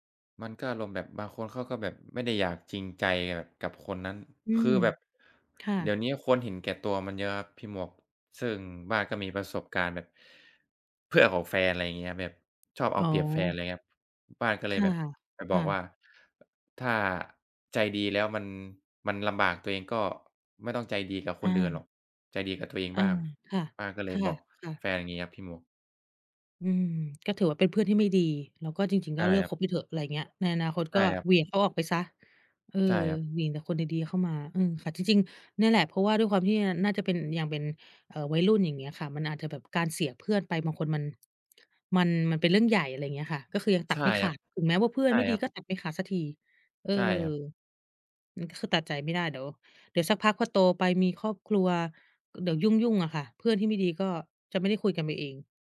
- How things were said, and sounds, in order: none
- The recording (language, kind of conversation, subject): Thai, unstructured, เพื่อนที่ดีมีผลต่อชีวิตคุณอย่างไรบ้าง?